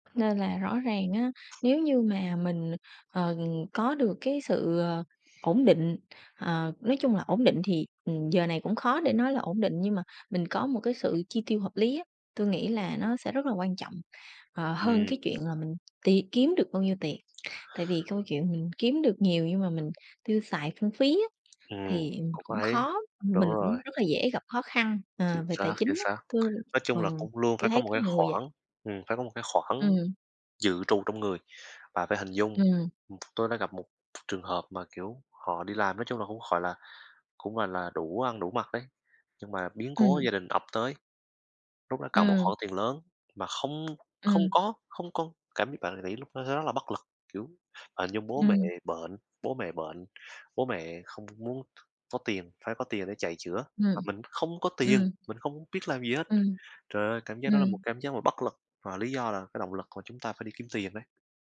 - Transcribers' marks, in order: tapping; other background noise
- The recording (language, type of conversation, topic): Vietnamese, unstructured, Tiền bạc ảnh hưởng như thế nào đến cuộc sống của bạn?